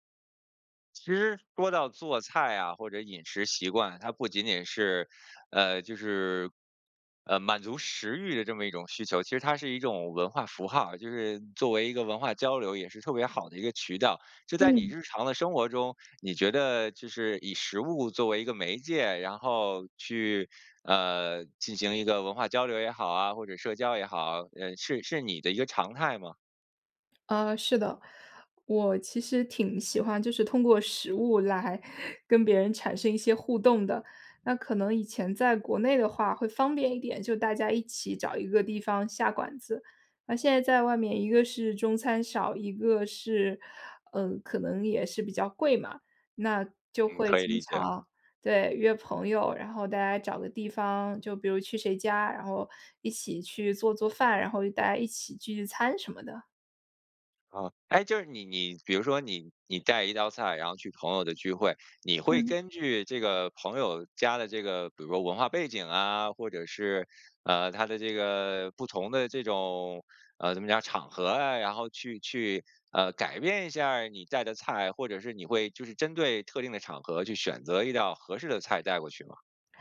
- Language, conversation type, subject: Chinese, podcast, 你去朋友聚会时最喜欢带哪道菜？
- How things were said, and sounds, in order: none